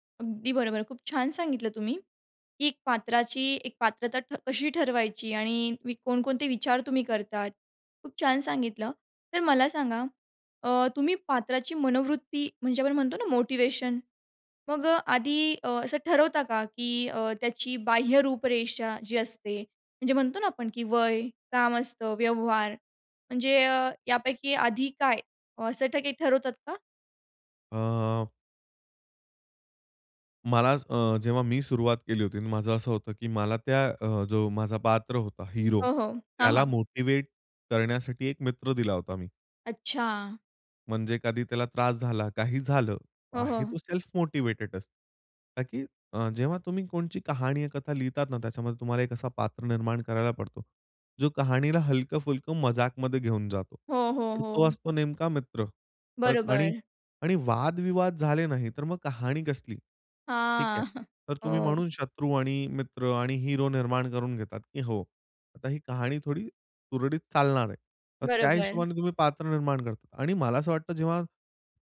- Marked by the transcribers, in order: in English: "मोटिव्हेट"; in English: "मोटिवेटेडचं"; laugh
- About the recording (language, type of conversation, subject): Marathi, podcast, पात्र तयार करताना सर्वात आधी तुमच्या मनात कोणता विचार येतो?